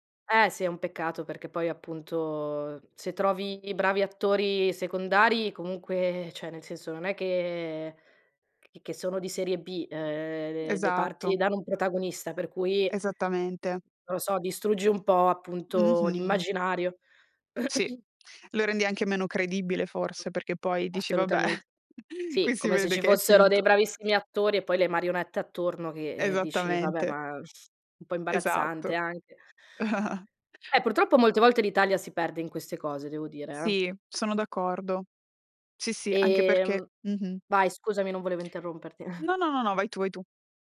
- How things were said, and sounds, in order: "cioè" said as "ceh"; throat clearing; tapping; chuckle; laughing while speaking: "qui si vede che è finto"; chuckle; chuckle
- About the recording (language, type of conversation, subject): Italian, podcast, Qual è una serie italiana che ti ha colpito e perché?